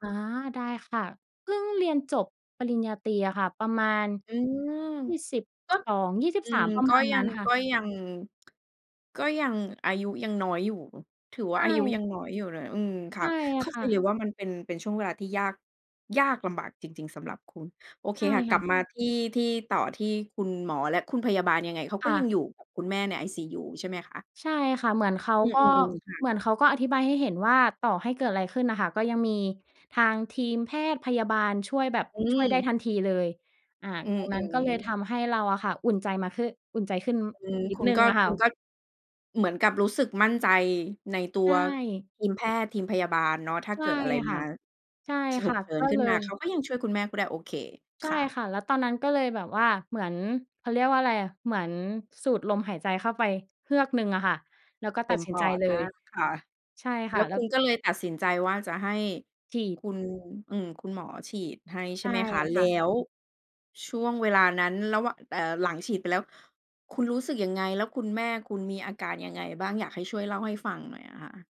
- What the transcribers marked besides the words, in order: none
- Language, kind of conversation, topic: Thai, podcast, เล่าช่วงเวลาที่คุณต้องตัดสินใจยากที่สุดในชีวิตให้ฟังได้ไหม?